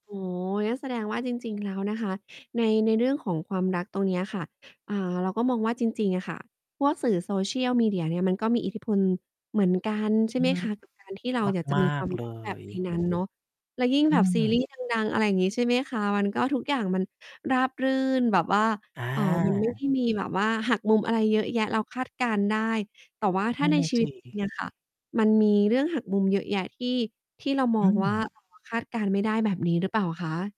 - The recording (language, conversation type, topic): Thai, podcast, คุณเคยตัดสินใจฟังสัญชาตญาณแล้วมันเปลี่ยนชีวิตของคุณไหม?
- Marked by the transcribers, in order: distorted speech